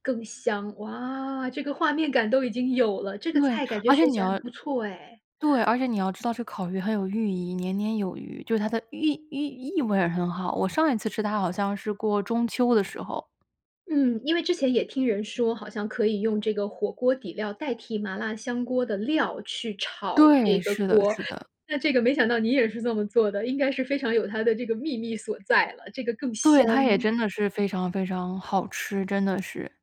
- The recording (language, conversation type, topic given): Chinese, podcast, 家里传下来的拿手菜是什么？
- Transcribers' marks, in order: none